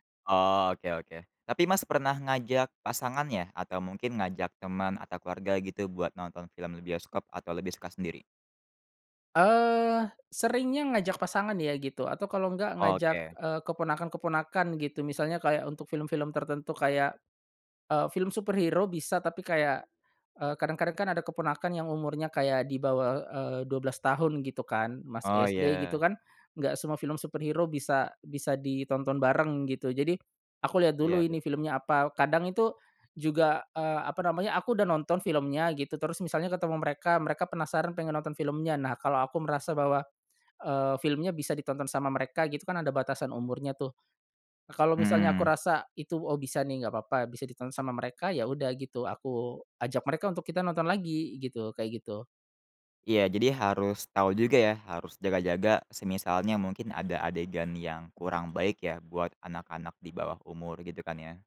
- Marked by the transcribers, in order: other weather sound; in English: "superhero"; in English: "superhero"; other background noise
- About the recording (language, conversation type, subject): Indonesian, podcast, Bagaimana pengalamanmu menonton film di bioskop dibandingkan di rumah?